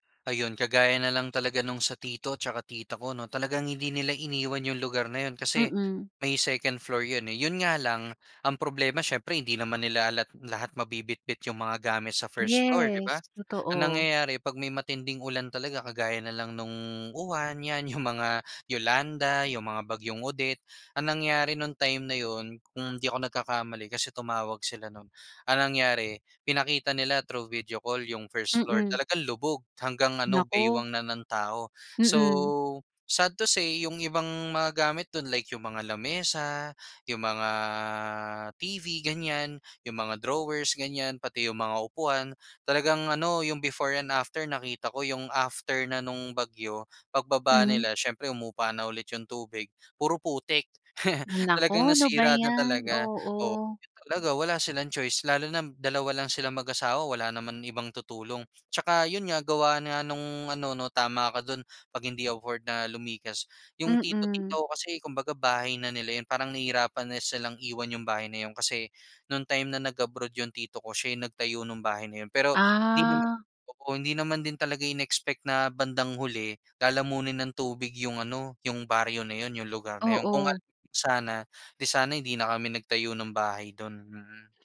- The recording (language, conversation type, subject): Filipino, podcast, Anong mga aral ang itinuro ng bagyo sa komunidad mo?
- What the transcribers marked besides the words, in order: other background noise; chuckle; chuckle; drawn out: "Ah"